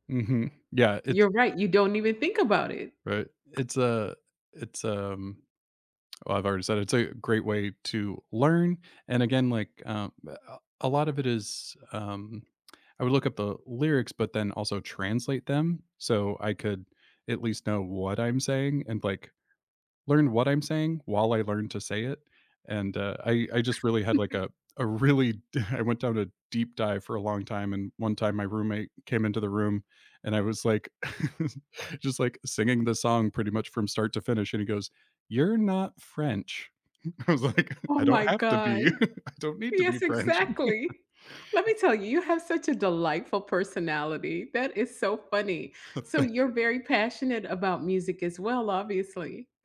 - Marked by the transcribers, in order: tapping; laughing while speaking: "really d"; chuckle; chuckle; laughing while speaking: "I was like"; chuckle; scoff; other background noise
- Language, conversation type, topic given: English, unstructured, What song or podcast is currently on repeat for you?
- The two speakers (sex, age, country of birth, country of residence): female, 55-59, United States, United States; male, 40-44, United States, United States